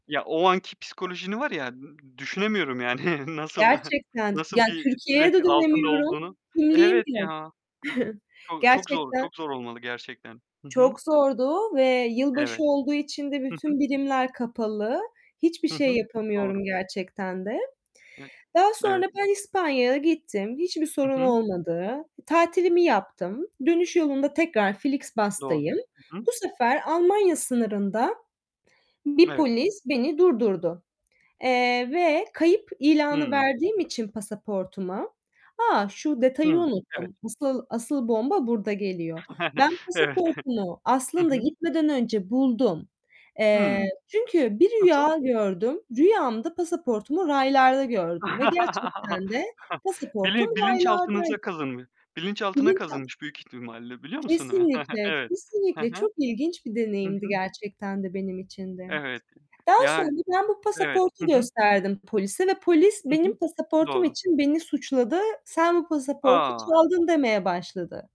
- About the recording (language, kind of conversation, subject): Turkish, unstructured, Seyahat ederken en çok hangi zorluklarla karşılaştın?
- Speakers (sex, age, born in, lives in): female, 25-29, Turkey, Italy; male, 25-29, Turkey, Portugal
- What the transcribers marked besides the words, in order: other background noise; static; laughing while speaking: "Yani nasıl"; tapping; distorted speech; chuckle; unintelligible speech; chuckle; chuckle; unintelligible speech